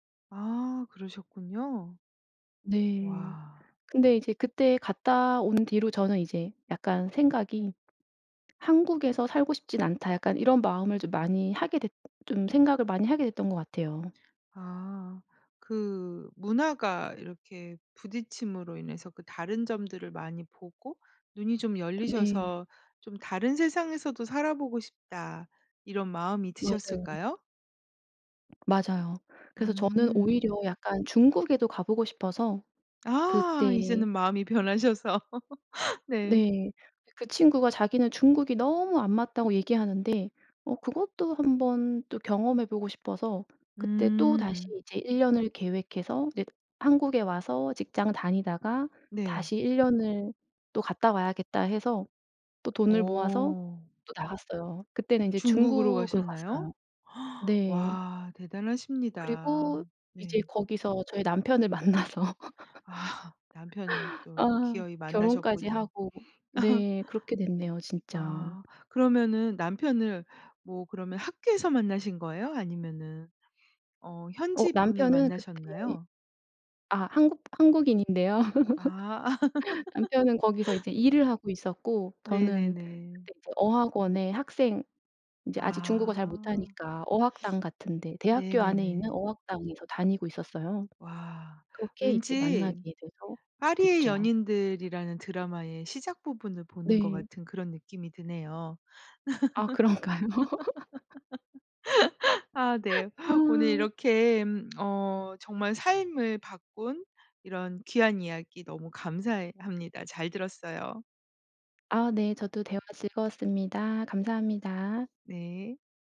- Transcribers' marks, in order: other background noise; laughing while speaking: "변하셔서"; laugh; gasp; laughing while speaking: "만나서"; laugh; laugh; laugh; laugh; laughing while speaking: "그런가요?"; laugh
- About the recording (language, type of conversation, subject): Korean, podcast, 직감이 삶을 바꾼 경험이 있으신가요?